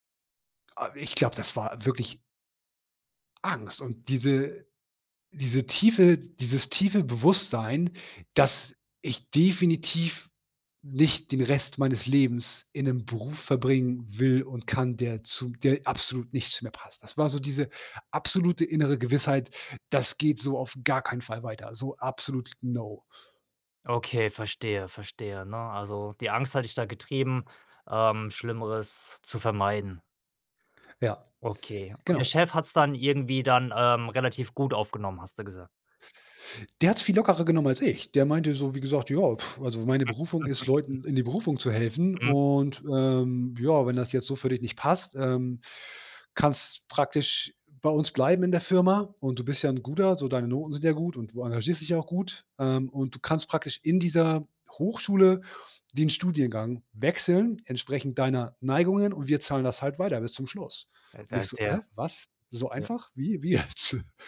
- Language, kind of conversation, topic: German, podcast, Was war dein mutigstes Gespräch?
- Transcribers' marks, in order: laugh; laughing while speaking: "jetzt?"